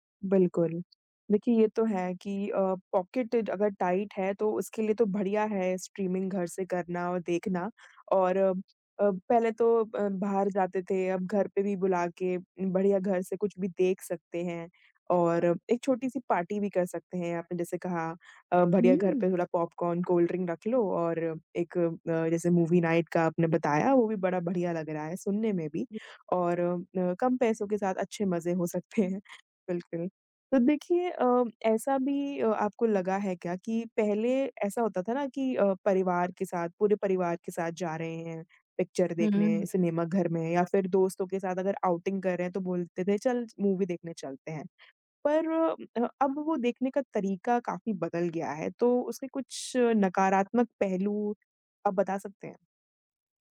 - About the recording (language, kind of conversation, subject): Hindi, podcast, स्ट्रीमिंग ने सिनेमा के अनुभव को कैसे बदला है?
- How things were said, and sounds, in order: tapping; in English: "पॉकेट"; in English: "टाइट"; in English: "स्ट्रीमिंग"; other noise; in English: "मूवी नाइट"; laughing while speaking: "सकते हैं"; in English: "पिक्चर"; in English: "आउटिंग"